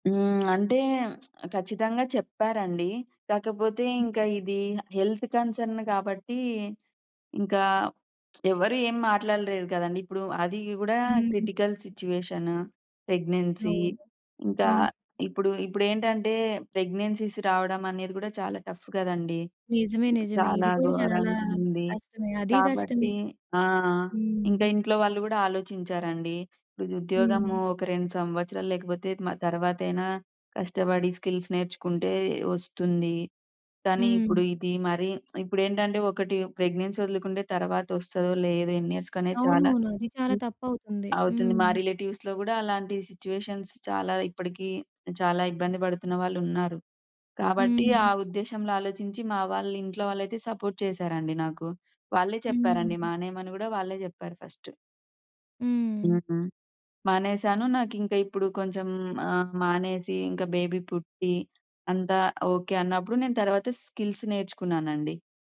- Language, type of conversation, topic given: Telugu, podcast, పాత ఉద్యోగాన్ని వదిలి కొత్త ఉద్యోగానికి మీరు ఎలా సిద్ధమయ్యారు?
- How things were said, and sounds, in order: other noise; lip smack; in English: "హెల్త్ కన్సర్న్"; lip smack; in English: "క్రిటికల్"; in English: "ప్రెగ్నెన్సీ"; other background noise; in English: "ప్రెగ్నెన్సీస్"; in English: "టఫ్"; in English: "స్కిల్స్"; in English: "ప్రెగ్నెన్సీ"; in English: "రిలేటివ్స్‌లో"; in English: "సిట్యుయేషన్స్"; in English: "సపోర్ట్"; in English: "బేబీ"; in English: "స్కిల్స్"